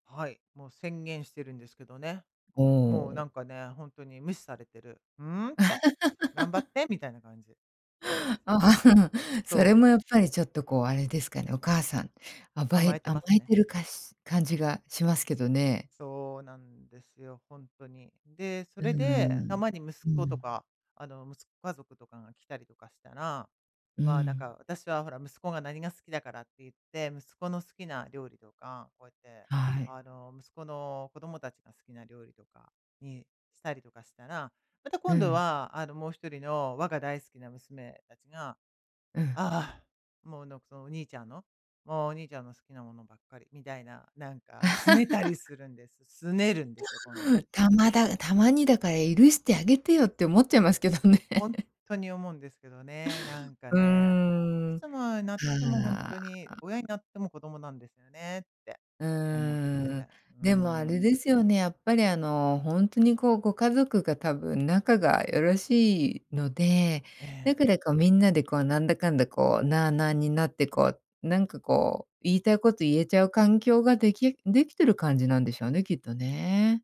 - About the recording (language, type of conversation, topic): Japanese, advice, 家族の好みが違って食事作りがストレスになっているとき、どうすれば負担を減らせますか？
- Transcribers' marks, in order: laugh; chuckle; other background noise; laugh; laugh; laughing while speaking: "けどね"